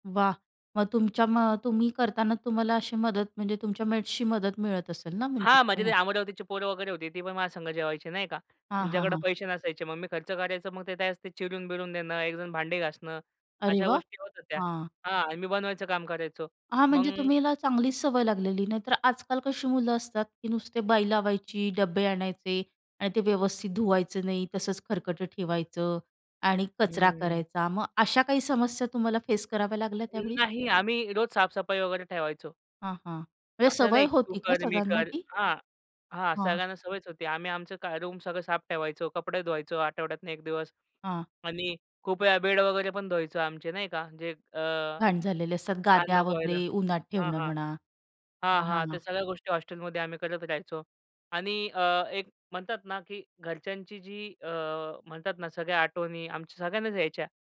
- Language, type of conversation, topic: Marathi, podcast, पहिल्यांदा घरापासून दूर राहिल्यावर तुम्हाला कसं वाटलं?
- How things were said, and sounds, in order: in English: "मेट्सची"; other background noise